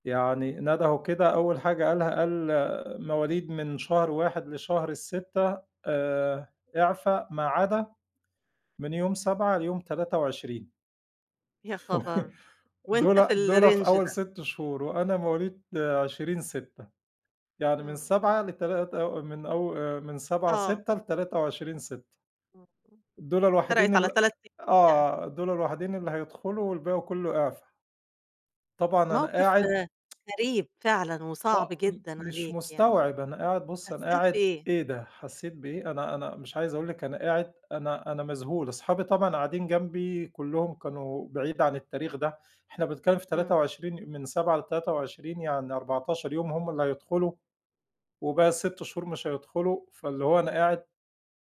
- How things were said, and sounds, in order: laugh; in English: "الrange"; unintelligible speech; unintelligible speech; tsk
- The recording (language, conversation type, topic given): Arabic, podcast, إحكيلي عن موقف غيّر نظرتك للحياة؟